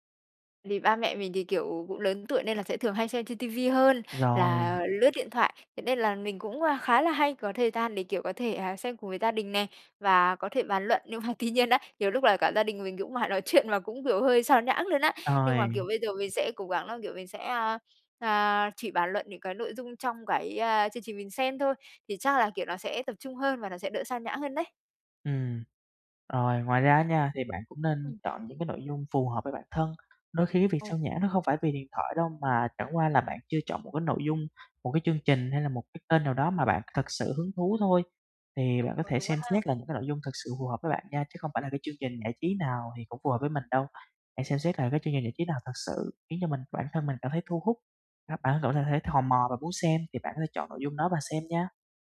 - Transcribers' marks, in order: none
- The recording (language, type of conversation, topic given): Vietnamese, advice, Làm sao để tránh bị xao nhãng khi xem phim hoặc nghe nhạc ở nhà?